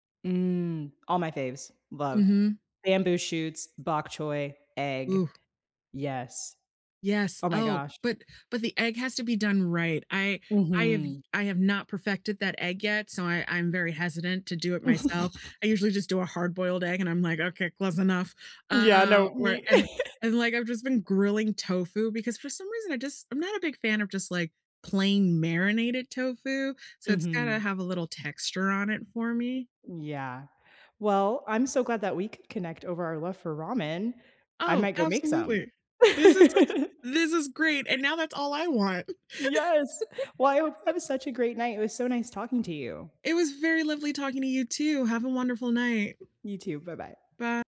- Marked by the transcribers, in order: tapping; laugh; other background noise; laugh; other noise; laugh; laugh
- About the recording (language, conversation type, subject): English, unstructured, How do you like to recharge with friends so you both feel balanced and connected?
- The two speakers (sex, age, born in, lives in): female, 25-29, United States, United States; female, 35-39, United States, United States